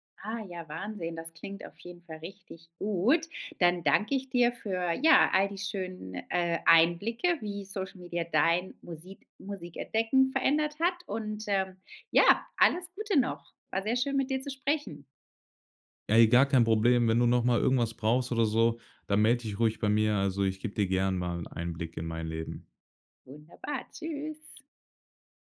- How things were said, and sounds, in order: stressed: "gut"; joyful: "ja, alles Gute noch"
- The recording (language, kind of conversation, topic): German, podcast, Wie haben soziale Medien die Art verändert, wie du neue Musik entdeckst?